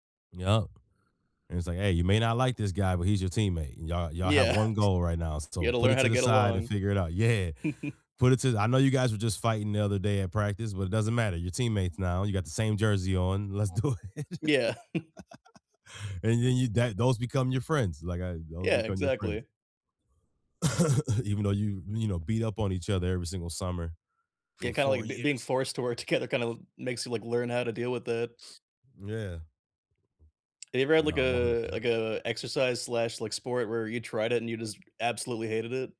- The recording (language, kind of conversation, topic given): English, unstructured, Do you think exercise can help me relieve stress?
- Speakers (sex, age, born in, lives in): male, 30-34, India, United States; male, 35-39, United States, United States
- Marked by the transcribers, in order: chuckle; chuckle; chuckle; laughing while speaking: "let's do it"; cough; chuckle; other background noise; tapping